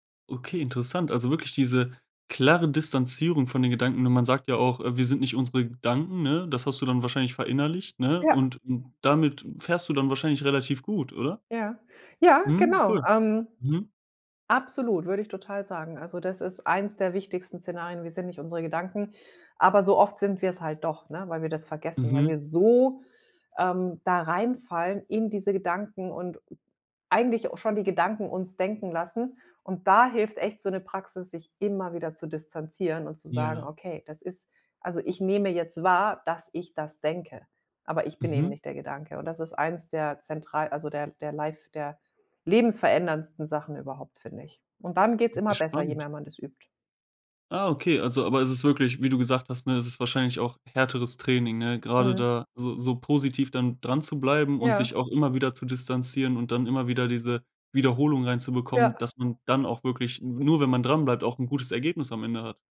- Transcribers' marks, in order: in English: "life"
- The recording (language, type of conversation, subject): German, podcast, Was hilft dir dabei, eine Entscheidung wirklich abzuschließen?